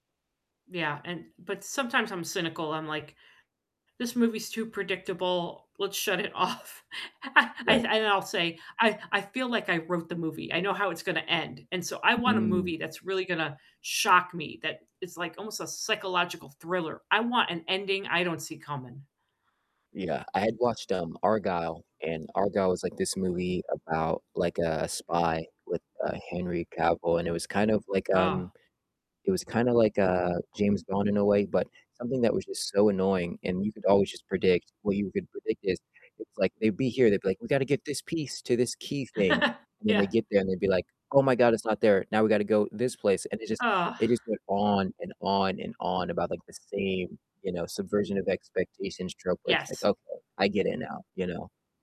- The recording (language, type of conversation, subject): English, unstructured, What are your weekend viewing rituals, from snacks and setup to who you watch with?
- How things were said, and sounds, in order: laughing while speaking: "off. I I"; distorted speech; chuckle; laughing while speaking: "Yeah"